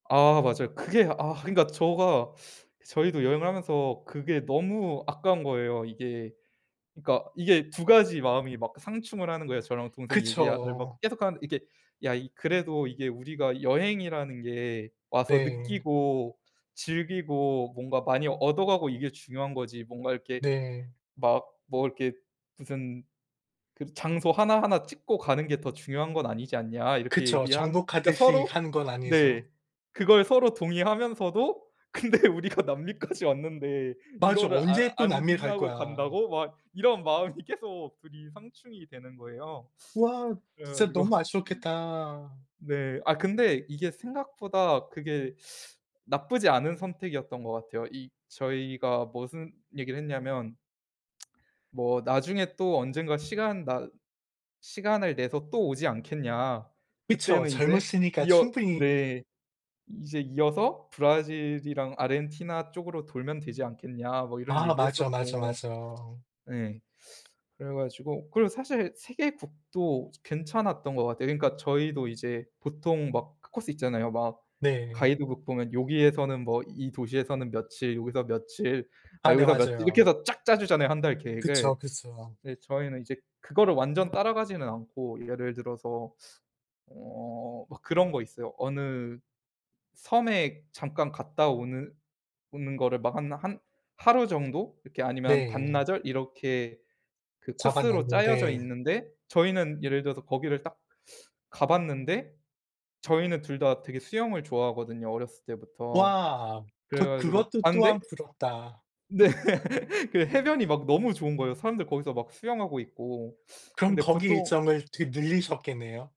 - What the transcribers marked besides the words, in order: laughing while speaking: "근데 우리가 남미까지 왔는데"; laughing while speaking: "마음이"; laugh; teeth sucking; "무슨" said as "머슨"; lip smack; tapping; other background noise; laughing while speaking: "네"; laugh
- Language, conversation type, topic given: Korean, unstructured, 가장 행복했던 가족 여행의 기억을 들려주실 수 있나요?
- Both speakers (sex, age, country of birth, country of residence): male, 25-29, South Korea, South Korea; male, 45-49, South Korea, United States